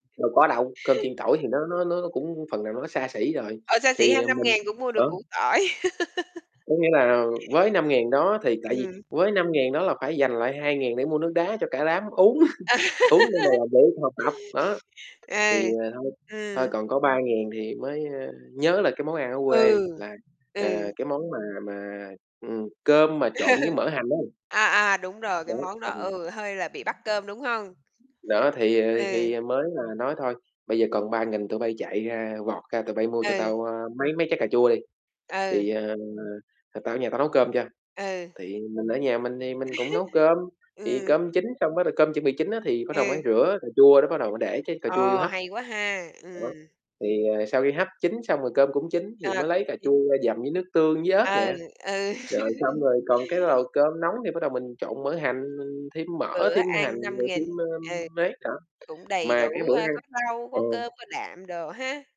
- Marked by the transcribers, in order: unintelligible speech; laugh; laughing while speaking: "Ừ"; laugh; unintelligible speech; distorted speech; tapping; laugh; laugh; laugh; other background noise
- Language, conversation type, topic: Vietnamese, unstructured, Bạn có kỷ niệm nào gắn liền với bữa cơm gia đình không?